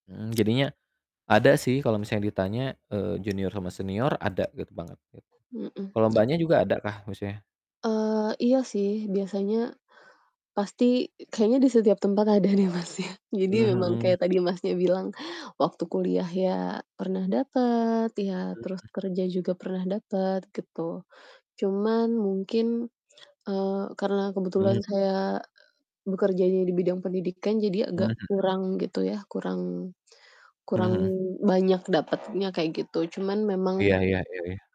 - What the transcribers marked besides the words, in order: static; distorted speech; tapping; laughing while speaking: "deh, Mas, ya"; other noise; other background noise
- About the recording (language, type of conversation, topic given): Indonesian, unstructured, Bagaimana budaya memengaruhi kehidupan sehari-harimu?